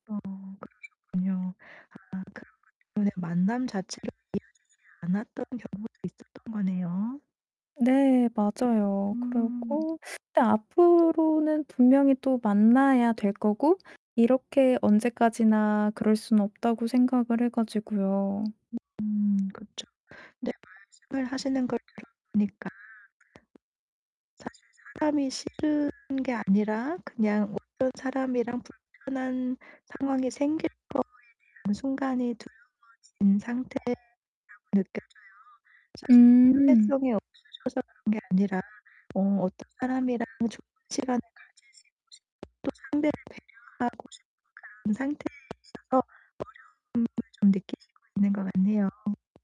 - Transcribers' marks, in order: distorted speech; other background noise
- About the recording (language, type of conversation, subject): Korean, advice, 어떻게 하면 상대방과 편안하게 대화를 시작하고 자연스럽게 유대감을 키울 수 있을까요?